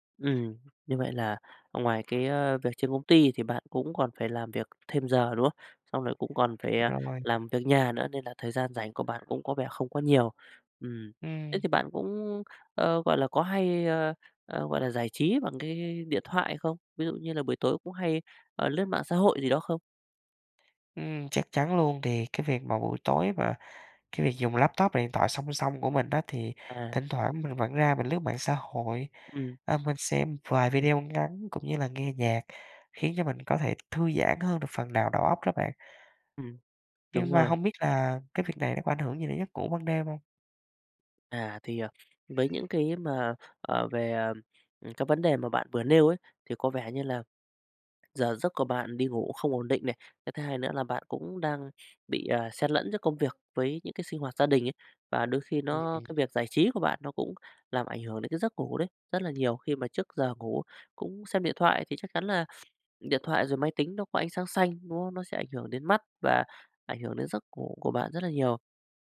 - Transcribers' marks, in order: tapping; other background noise; background speech; sniff
- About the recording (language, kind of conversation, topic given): Vietnamese, advice, Làm sao để bạn sắp xếp thời gian hợp lý hơn để ngủ đủ giấc và cải thiện sức khỏe?